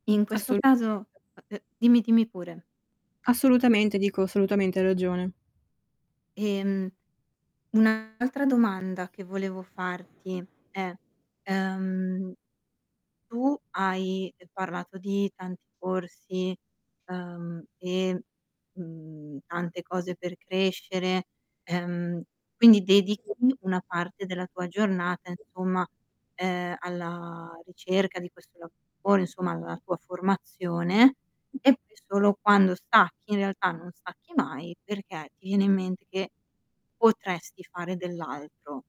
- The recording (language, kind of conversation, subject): Italian, advice, Come posso rilassarmi di più a casa mia?
- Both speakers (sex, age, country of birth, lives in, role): female, 25-29, Italy, United States, user; female, 30-34, Italy, Italy, advisor
- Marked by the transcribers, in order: distorted speech; tapping; static; other background noise